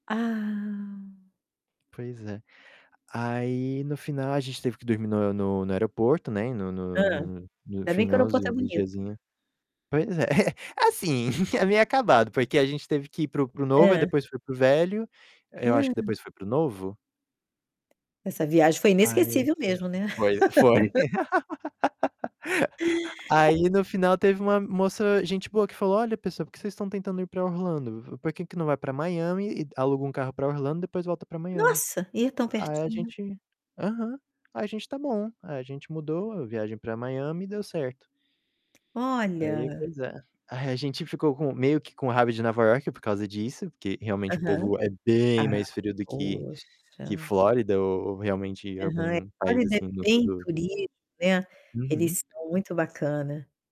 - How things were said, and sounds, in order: drawn out: "Ah"; static; chuckle; gasp; tapping; laugh; stressed: "bem"; distorted speech
- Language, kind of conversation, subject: Portuguese, unstructured, Qual foi uma viagem inesquecível que você fez com a sua família?